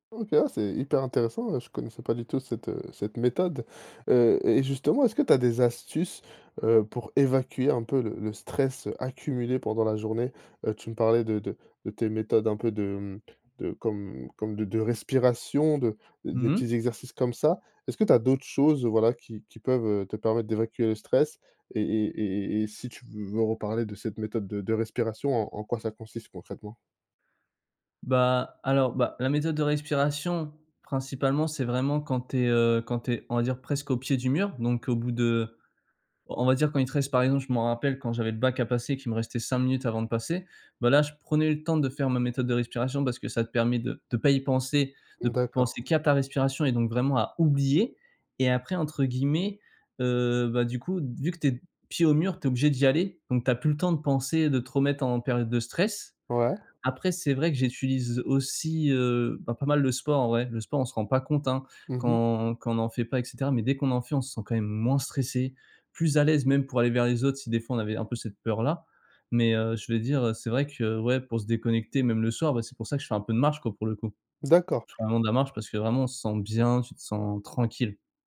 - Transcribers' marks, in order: stressed: "oublier"; other background noise; stressed: "bien"
- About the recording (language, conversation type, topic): French, podcast, Quelle est ta routine pour déconnecter le soir ?